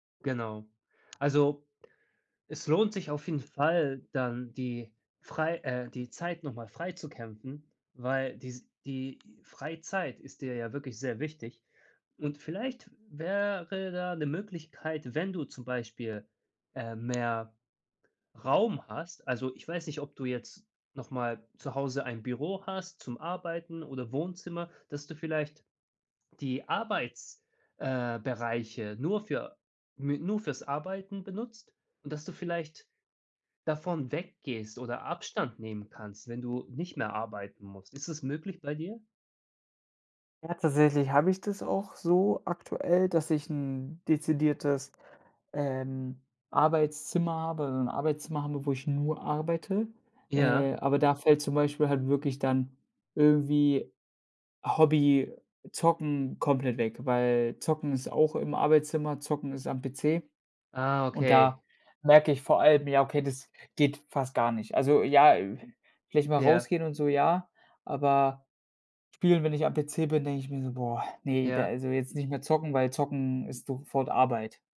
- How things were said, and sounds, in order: tapping
- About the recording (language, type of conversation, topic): German, advice, Wie kann ich im Homeoffice eine klare Tagesstruktur schaffen, damit Arbeit und Privatleben nicht verschwimmen?